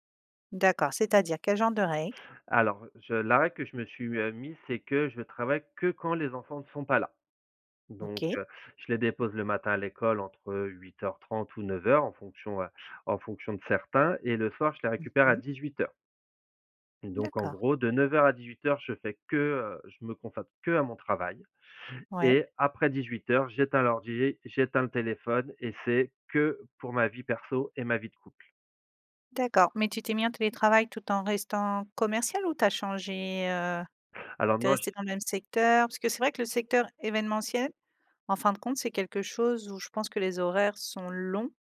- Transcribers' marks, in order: stressed: "qu'à"; stressed: "que"
- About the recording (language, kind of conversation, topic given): French, podcast, Comment concilier le travail et la vie de couple sans s’épuiser ?